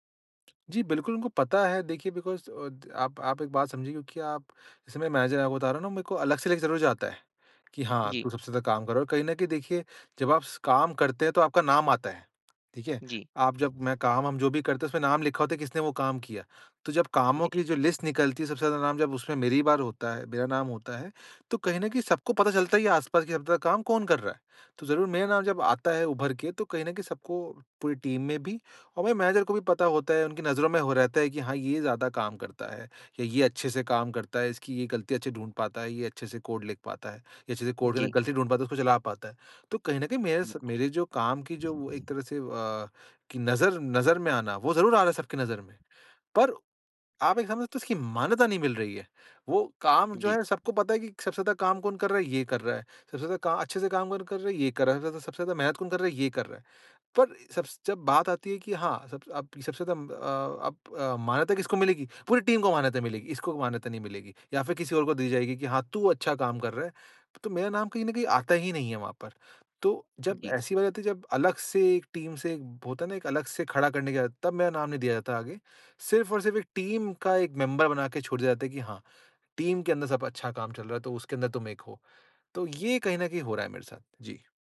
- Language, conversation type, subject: Hindi, advice, मैं अपने योगदान की मान्यता कैसे सुनिश्चित कर सकता/सकती हूँ?
- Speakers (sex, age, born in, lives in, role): male, 25-29, India, India, advisor; male, 25-29, India, India, user
- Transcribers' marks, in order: in English: "बिकॉज़"; in English: "मैनेजर"; in English: "लिस्ट"; in English: "टीम"; in English: "मैनेजर"; in English: "टीम"; in English: "टीम"; in English: "मेंबर"; in English: "टीम"